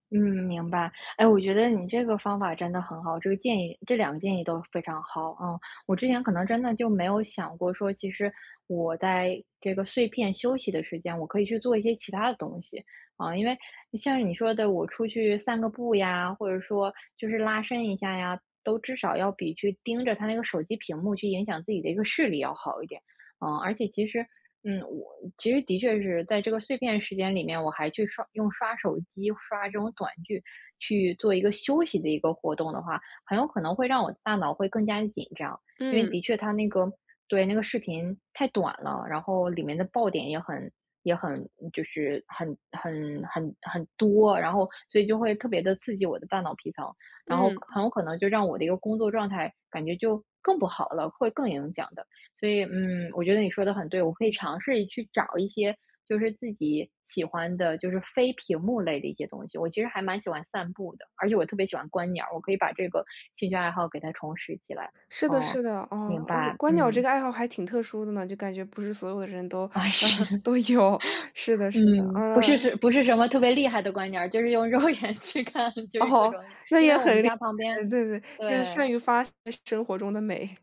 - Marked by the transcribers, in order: laughing while speaking: "啊，是"; laughing while speaking: "都有"; laughing while speaking: "肉眼去看，就是各种"
- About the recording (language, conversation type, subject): Chinese, advice, 我怎样减少手机通知的打扰，才能更专注？